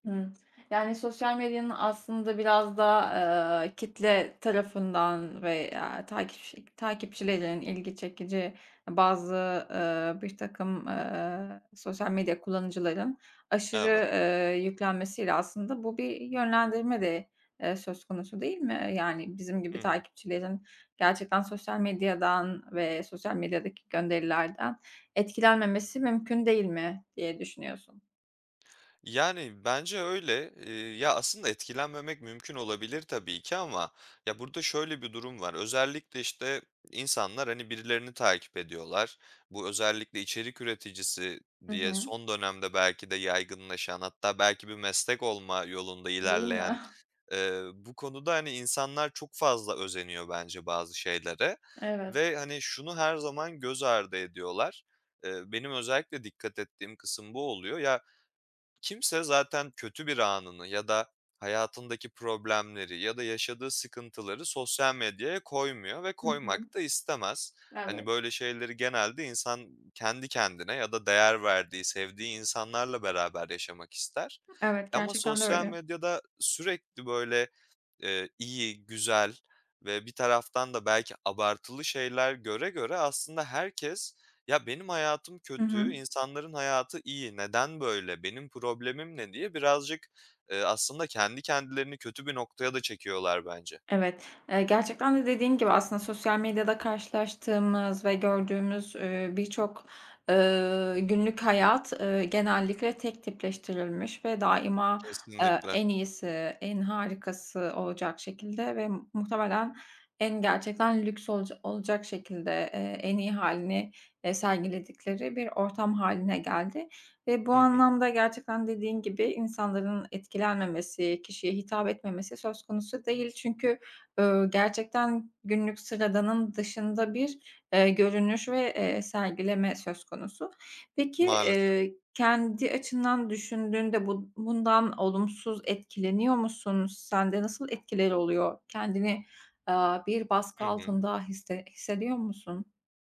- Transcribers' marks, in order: other background noise
- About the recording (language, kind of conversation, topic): Turkish, podcast, Sosyal medyada gerçek benliğini nasıl gösteriyorsun?